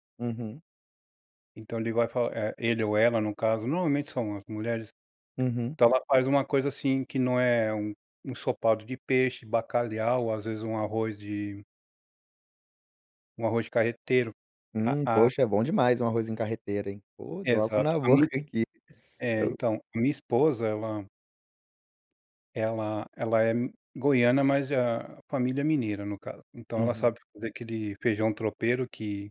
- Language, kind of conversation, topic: Portuguese, podcast, Como a comida une as pessoas na sua comunidade?
- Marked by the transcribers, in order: none